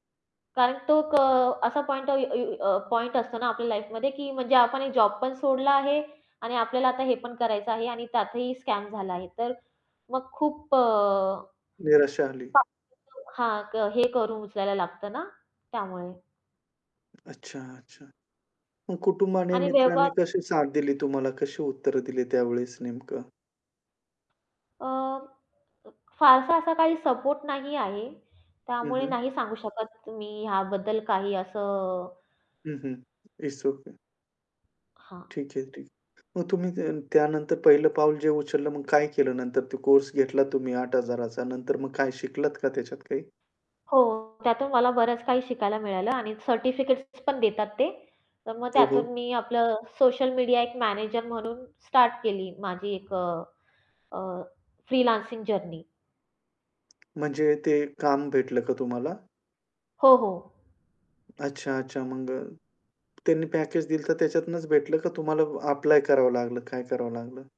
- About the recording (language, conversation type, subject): Marathi, podcast, कोणत्या अपयशानंतर तुम्ही पुन्हा उभे राहिलात आणि ते कसे शक्य झाले?
- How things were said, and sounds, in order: tapping; other noise; in English: "लाईफमध्ये"; in English: "स्कॅम"; other background noise; static; unintelligible speech; unintelligible speech; distorted speech; in English: "जर्नी"